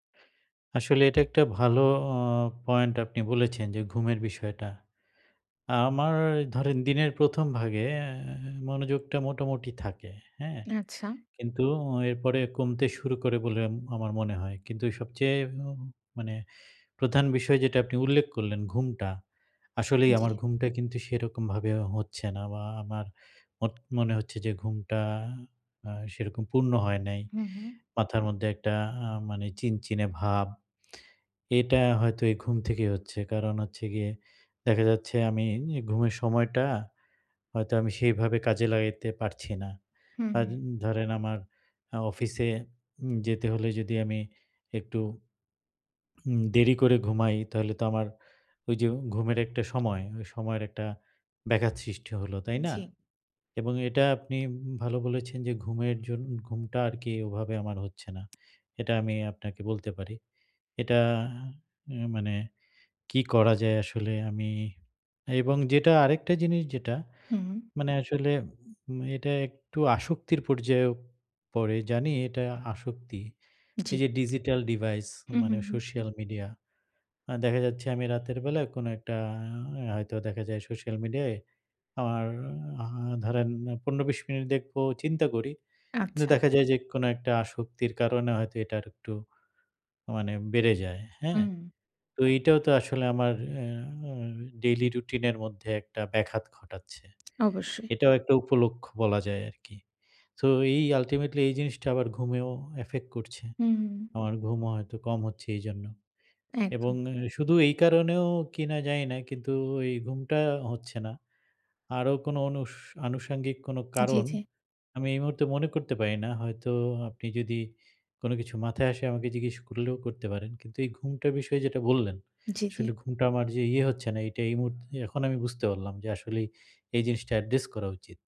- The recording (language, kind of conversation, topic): Bengali, advice, মানসিক স্পষ্টতা ও মনোযোগ কীভাবে ফিরে পাব?
- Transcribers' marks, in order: drawn out: "ভাগে"; other background noise; tapping